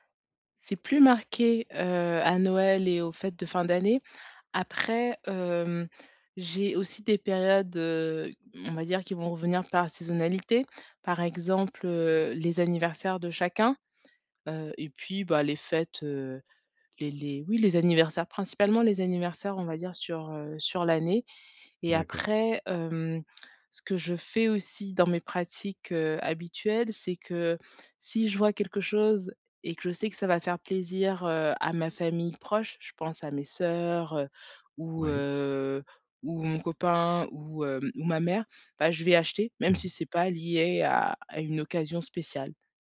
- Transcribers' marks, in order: none
- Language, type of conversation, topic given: French, advice, Comment faire des achats intelligents avec un budget limité ?